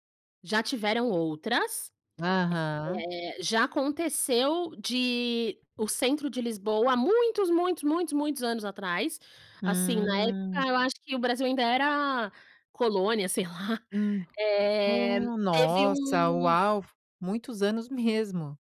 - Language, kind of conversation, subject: Portuguese, podcast, Que sinais de clima extremo você notou nas estações recentes?
- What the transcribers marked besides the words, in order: none